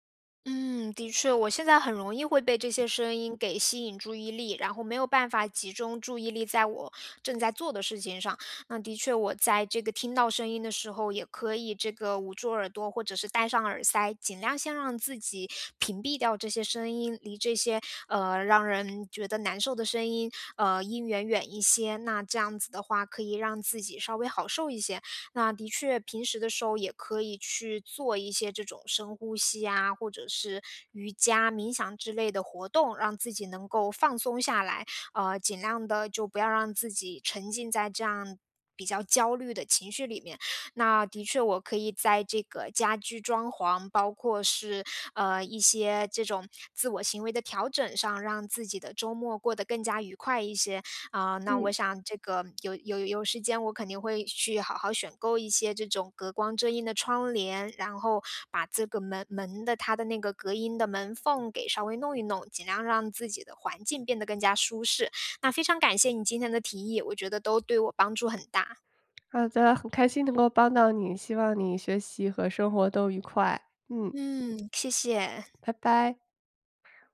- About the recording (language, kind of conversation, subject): Chinese, advice, 我怎么才能在家更容易放松并享受娱乐？
- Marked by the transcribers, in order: other background noise; tapping